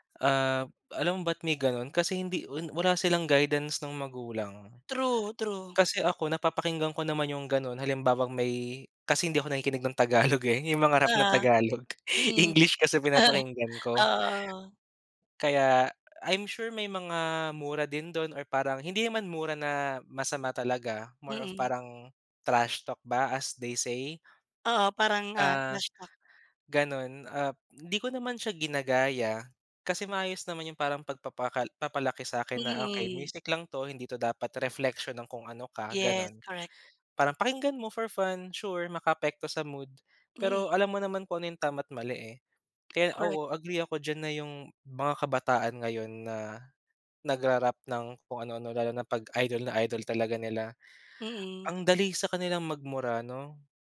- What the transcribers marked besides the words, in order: laughing while speaking: "eh"; tapping; laugh
- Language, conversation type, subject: Filipino, unstructured, Paano nakaaapekto sa iyo ang musika sa araw-araw?